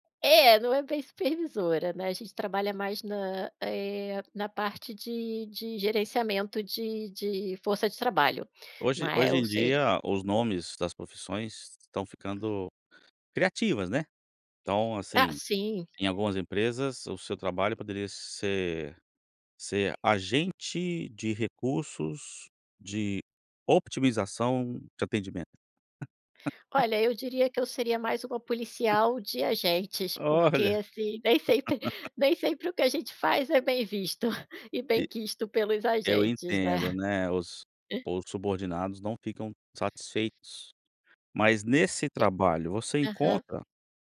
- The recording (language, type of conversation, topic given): Portuguese, podcast, Como avaliar uma oferta de emprego além do salário?
- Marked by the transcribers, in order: other background noise; laugh; chuckle; laugh; chuckle